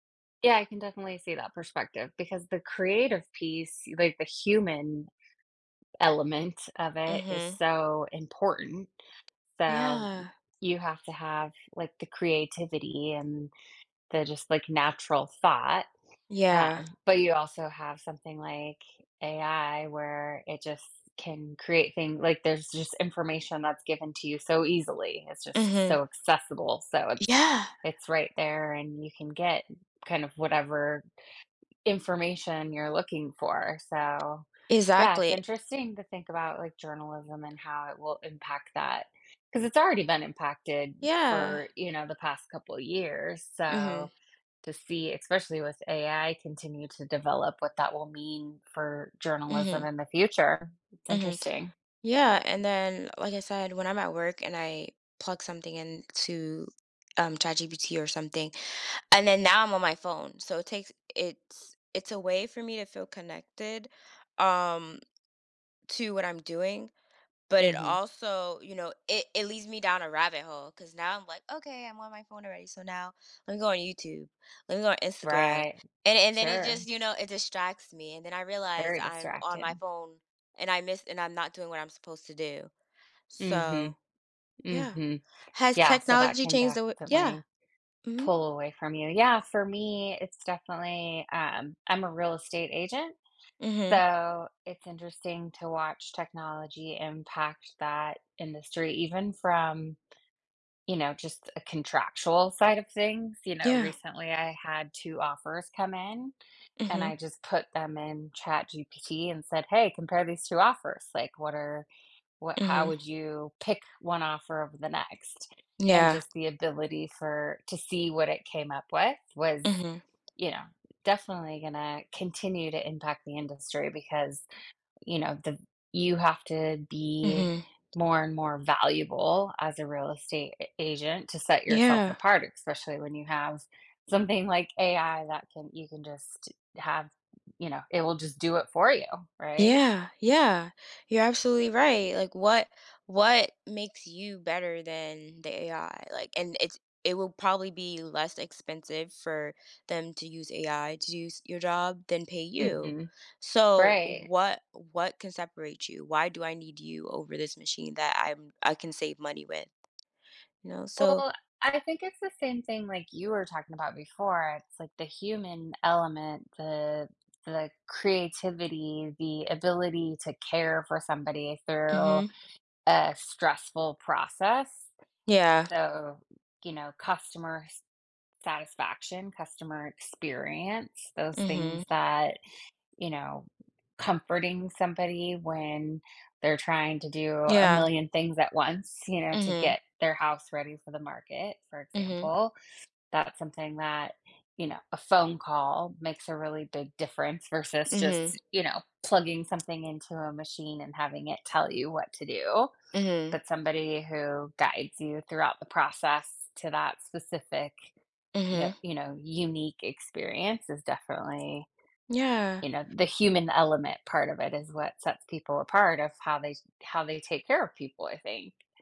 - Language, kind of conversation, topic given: English, unstructured, How has technology changed the way you work?
- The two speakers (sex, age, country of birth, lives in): female, 30-34, United States, United States; female, 45-49, United States, United States
- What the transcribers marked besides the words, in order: tapping; other background noise; laughing while speaking: "something"